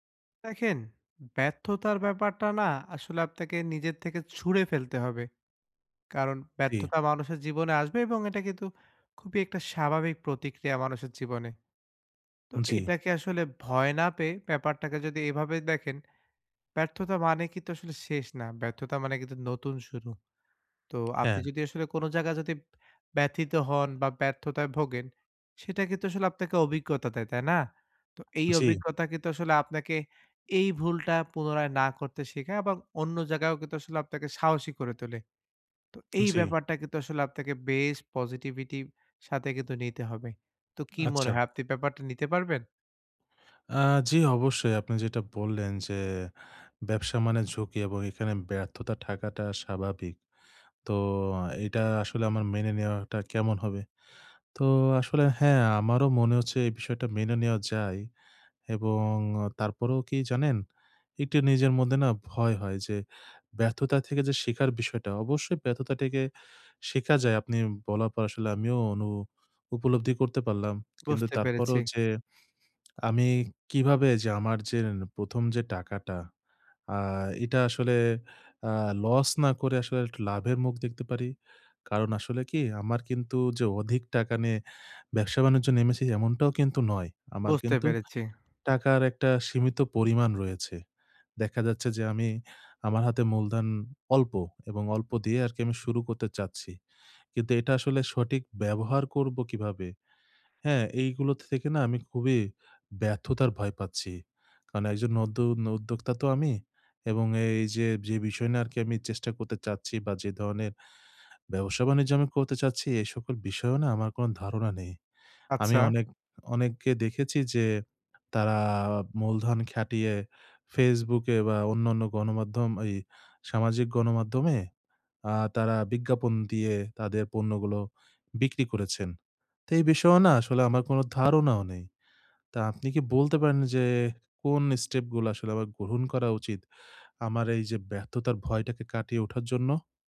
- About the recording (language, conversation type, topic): Bengali, advice, ব্যর্থতার ভয়ে চেষ্টা করা বন্ধ করা
- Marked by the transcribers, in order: other background noise; other noise